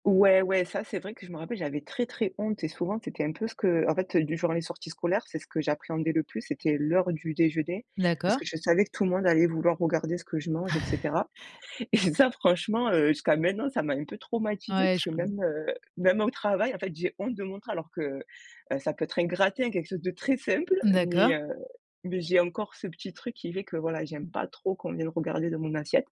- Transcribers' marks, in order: chuckle; laughing while speaking: "et ça"
- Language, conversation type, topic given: French, podcast, Comment ressens-tu le fait d’appartenir à plusieurs cultures au quotidien ?
- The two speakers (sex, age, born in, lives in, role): female, 25-29, France, France, guest; female, 35-39, France, France, host